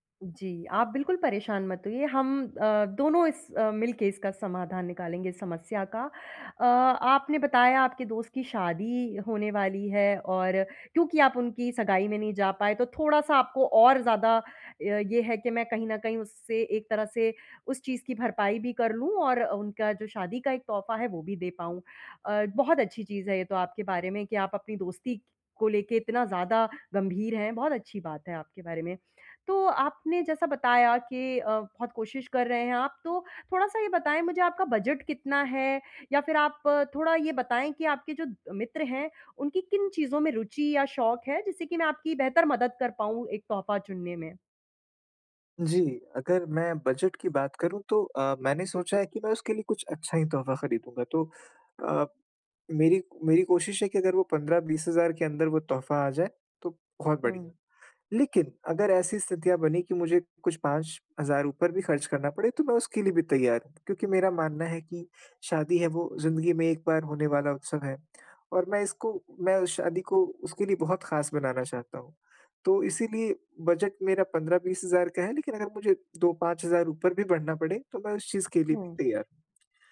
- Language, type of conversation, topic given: Hindi, advice, उपहार के लिए सही विचार कैसे चुनें?
- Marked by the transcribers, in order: lip smack; tapping